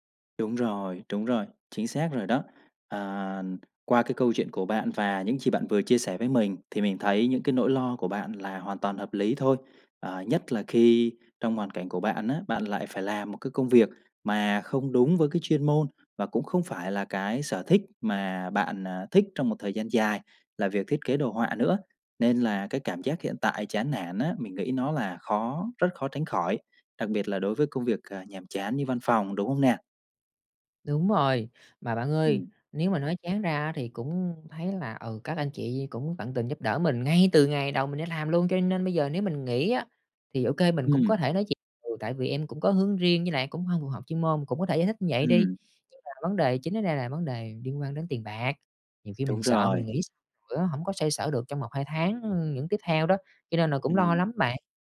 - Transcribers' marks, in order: tapping; other background noise
- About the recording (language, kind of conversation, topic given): Vietnamese, advice, Bạn đang chán nản điều gì ở công việc hiện tại, và bạn muốn một công việc “có ý nghĩa” theo cách nào?